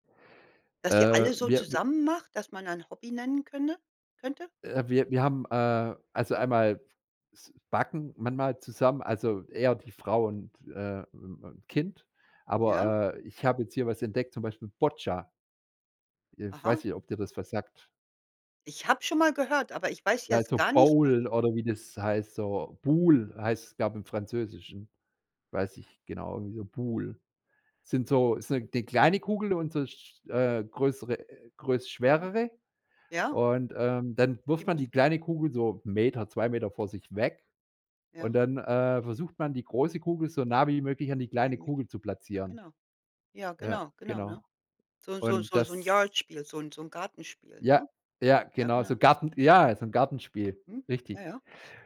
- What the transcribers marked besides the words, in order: unintelligible speech; in English: "Yard"
- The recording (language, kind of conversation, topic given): German, podcast, Wann gerätst du bei deinem Hobby so richtig in den Flow?